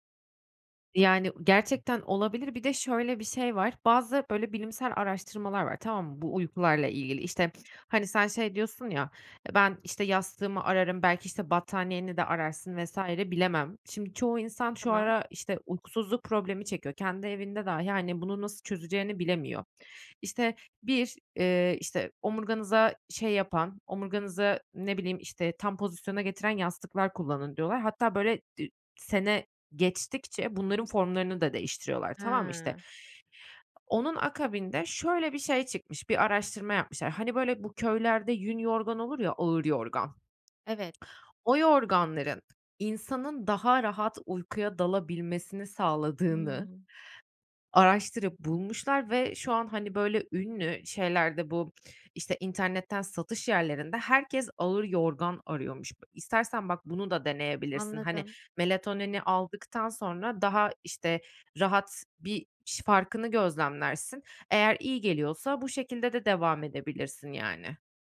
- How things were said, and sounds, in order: other noise; other background noise; tapping
- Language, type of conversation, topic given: Turkish, advice, Seyahatte veya farklı bir ortamda uyku düzenimi nasıl koruyabilirim?